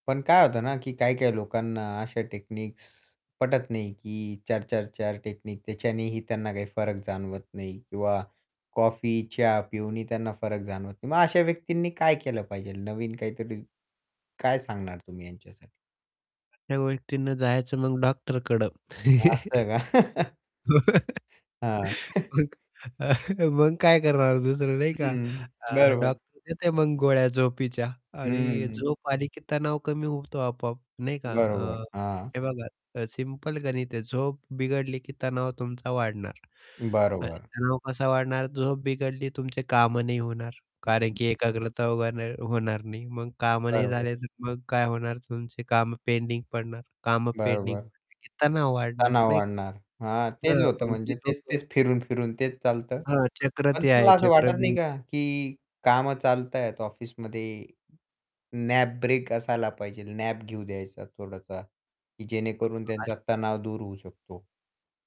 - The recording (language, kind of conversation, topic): Marathi, podcast, दिवसात तणाव कमी करण्यासाठी तुमची छोटी युक्ती काय आहे?
- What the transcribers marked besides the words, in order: tapping; static; laugh; laughing while speaking: "मग अ, मग काय करणार दुसरं नाही का"; laughing while speaking: "का?"; laugh; other background noise; chuckle; distorted speech; unintelligible speech; in English: "नॅप ब्रेक"; in English: "नॅप"; unintelligible speech